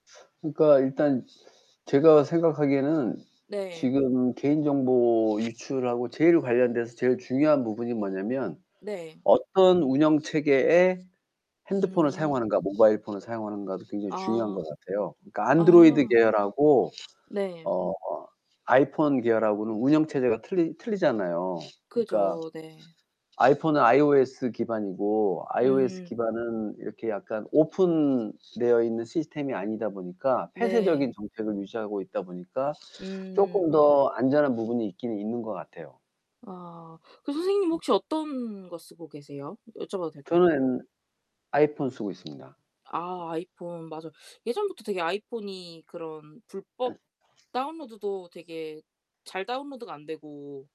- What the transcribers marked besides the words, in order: other background noise; tapping
- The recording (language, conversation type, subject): Korean, unstructured, 개인정보 유출에 대해 얼마나 걱정하시나요?